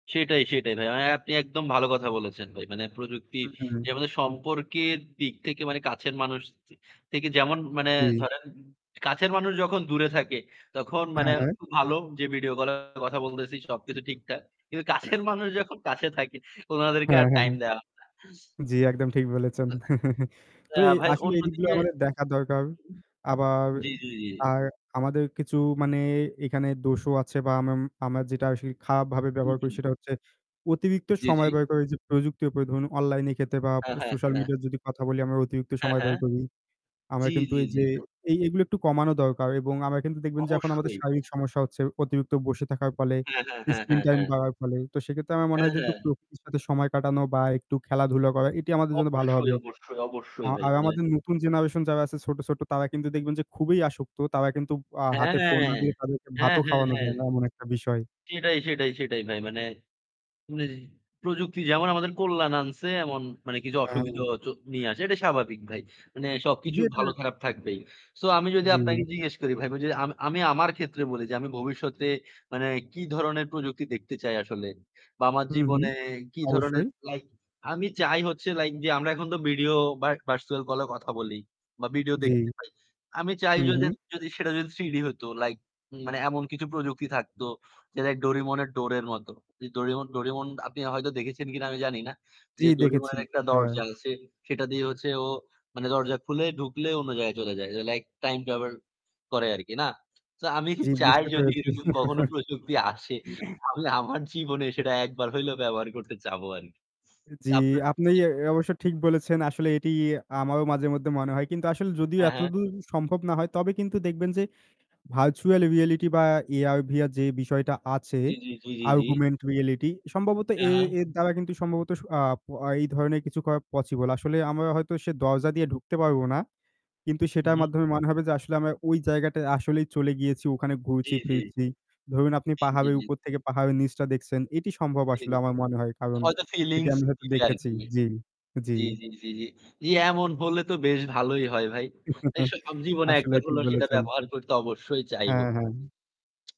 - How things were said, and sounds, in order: static; chuckle; "স্ক্রিন" said as "ইস্ক্রিন"; unintelligible speech; "বা" said as "বাট"; chuckle; unintelligible speech; unintelligible speech; "অগমেন্টেড" said as "আর্গুমেন্ট"; unintelligible speech; chuckle
- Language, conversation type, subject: Bengali, unstructured, আপনার জীবনে প্রযুক্তি কীভাবে প্রভাব ফেলেছে?